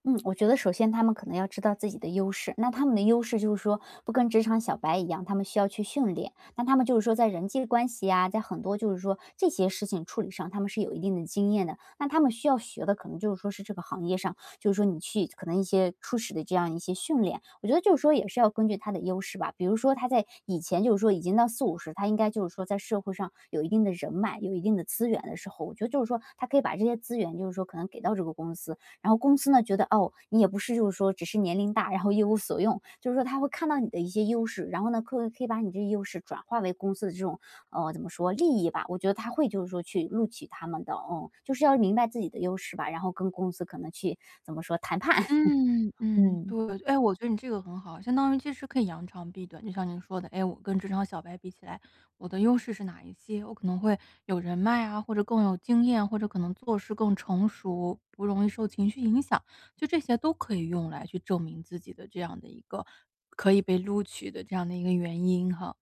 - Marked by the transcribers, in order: laughing while speaking: "谈判"
- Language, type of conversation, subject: Chinese, podcast, 你认为年龄会限制转行吗？为什么？